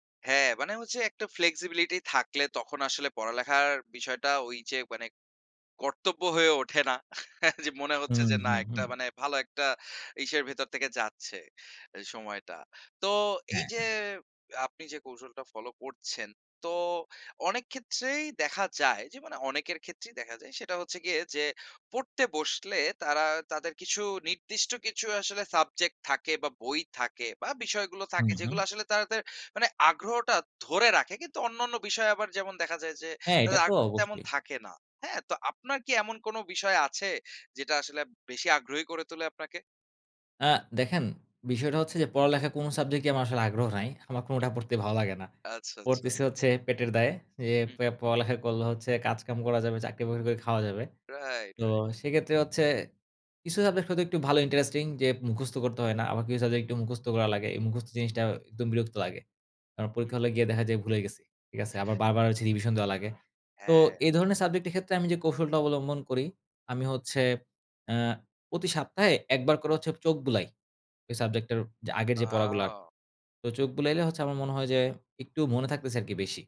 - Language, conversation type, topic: Bengali, podcast, আপনি কীভাবে নিয়মিত পড়াশোনার অভ্যাস গড়ে তোলেন?
- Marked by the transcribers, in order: in English: "flexibility"; chuckle; laughing while speaking: "যে মনে হচ্ছে"; in English: "Right, right"